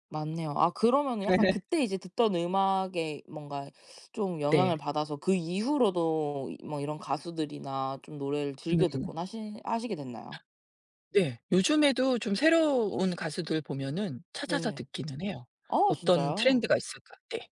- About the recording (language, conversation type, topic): Korean, podcast, 고등학교 시절에 늘 듣던 대표적인 노래는 무엇이었나요?
- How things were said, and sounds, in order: laugh; gasp; other background noise